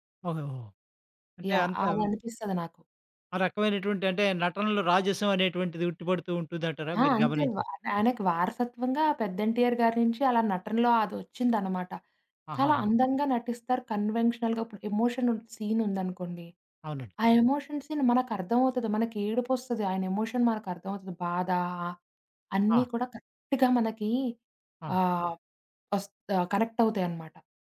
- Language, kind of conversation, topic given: Telugu, podcast, మీకు ఇష్టమైన నటుడు లేదా నటి గురించి మీరు మాట్లాడగలరా?
- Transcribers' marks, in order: other background noise; in English: "కన్వెన్షనల్‌గా"; in English: "ఎమోషన్ సీన్"; in English: "ఎమోషన్ సీన్"; in English: "ఎమోషన్"; in English: "కరెక్ట్‌గా"; in English: "కనెక్ట్"